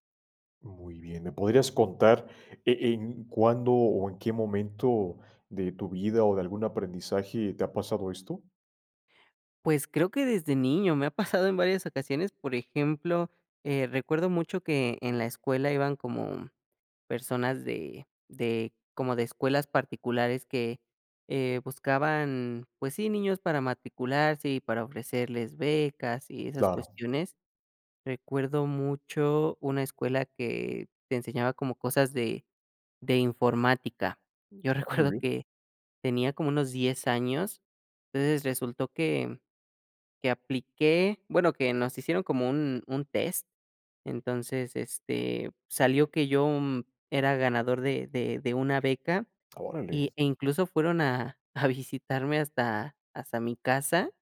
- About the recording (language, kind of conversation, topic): Spanish, podcast, ¿Cómo influye el miedo a fallar en el aprendizaje?
- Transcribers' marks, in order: none